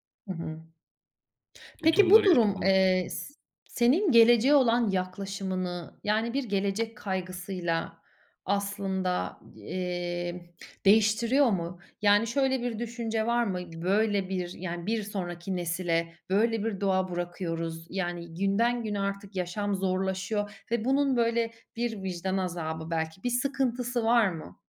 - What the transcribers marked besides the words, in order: other background noise; tapping; "nesle" said as "nesile"
- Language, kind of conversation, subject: Turkish, podcast, Çevre sorunlarıyla ilgili en çok hangi konu hakkında endişeleniyorsun?